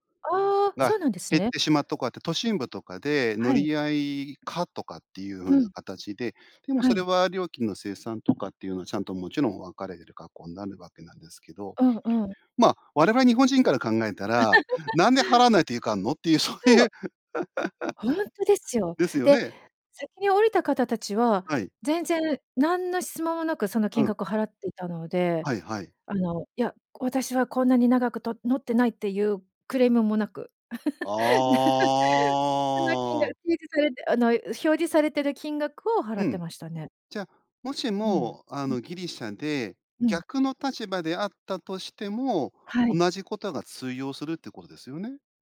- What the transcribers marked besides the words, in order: tapping; laugh; laugh; laugh
- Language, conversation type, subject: Japanese, podcast, 旅先で驚いた文化の違いは何でしたか？